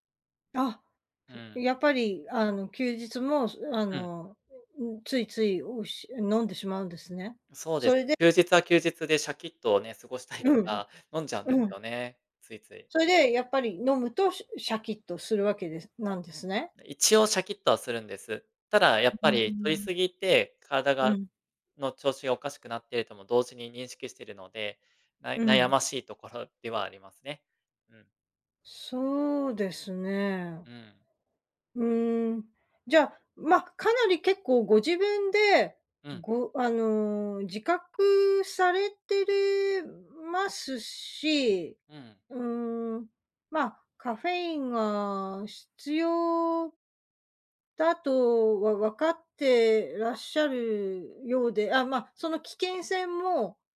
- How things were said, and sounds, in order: other background noise; laughing while speaking: "過ごしたいから"
- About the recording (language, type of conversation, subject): Japanese, advice, カフェインや昼寝が原因で夜の睡眠が乱れているのですが、どうすれば改善できますか？